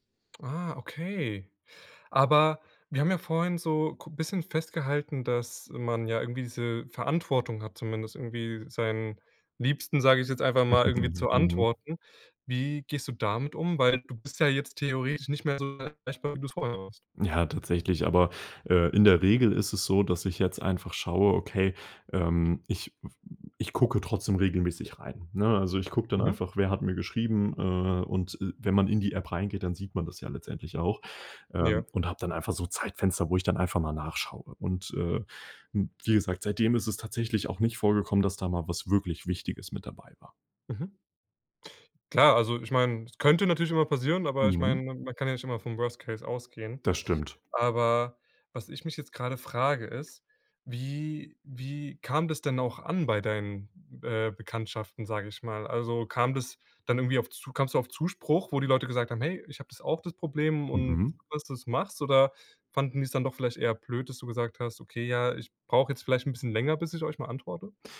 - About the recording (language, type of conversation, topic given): German, podcast, Wie gehst du mit ständigen Benachrichtigungen um?
- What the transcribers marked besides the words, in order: none